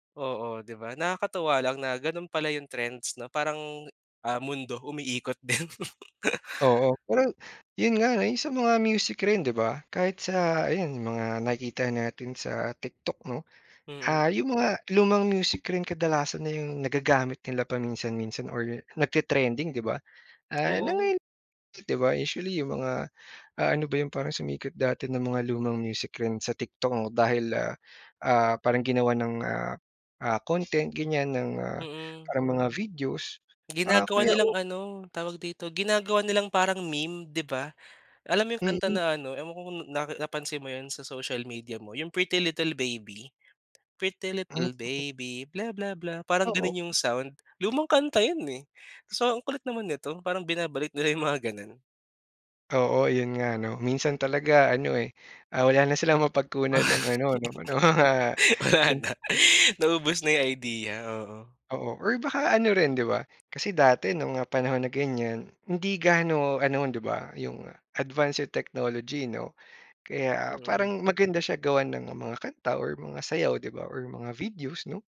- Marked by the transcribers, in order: laughing while speaking: "din"; laugh; other background noise; singing: "Pretty Little Baby bla bla bla"; laugh; laughing while speaking: "Wala na"; laughing while speaking: "ng mga"; unintelligible speech
- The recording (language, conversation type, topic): Filipino, podcast, Mas gusto mo ba ang mga kantang nasa sariling wika o mga kantang banyaga?